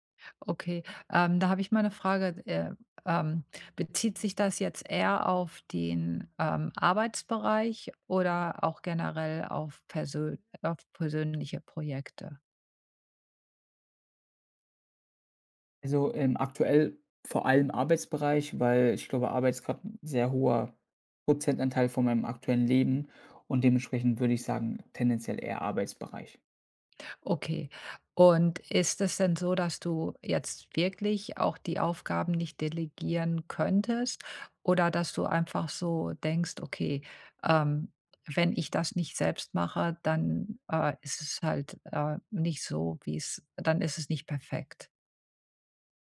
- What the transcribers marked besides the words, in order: none
- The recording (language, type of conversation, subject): German, advice, Wie blockiert mich Perfektionismus bei der Arbeit und warum verzögere ich dadurch Abgaben?